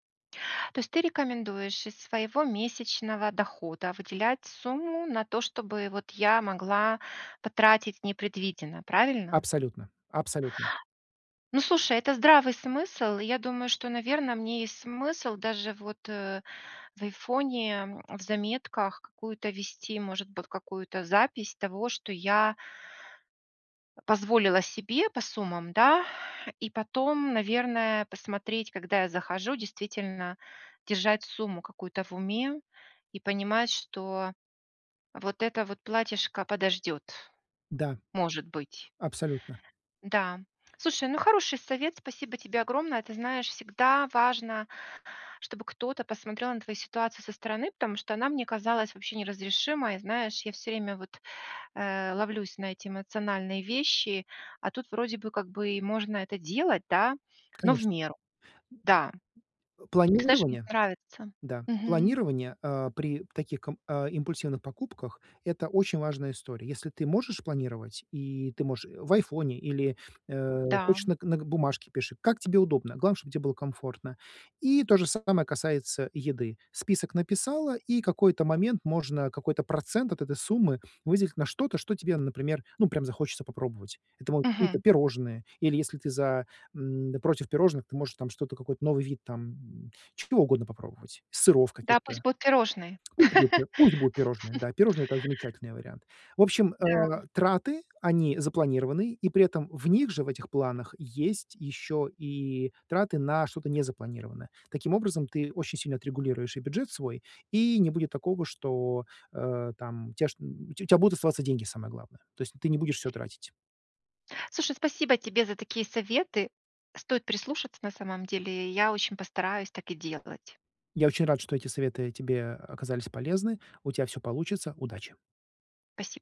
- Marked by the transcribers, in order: tapping; other background noise; other noise; laugh
- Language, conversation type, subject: Russian, advice, Почему я чувствую растерянность, когда иду за покупками?